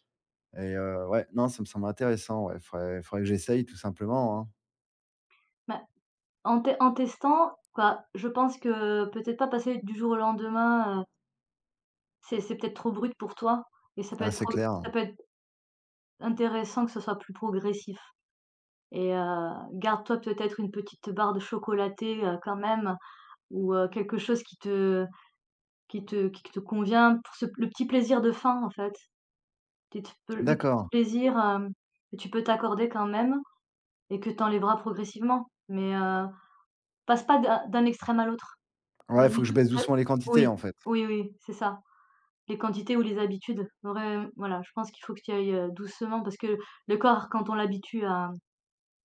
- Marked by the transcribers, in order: other background noise
- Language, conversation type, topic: French, advice, Comment puis-je remplacer le grignotage nocturne par une habitude plus saine ?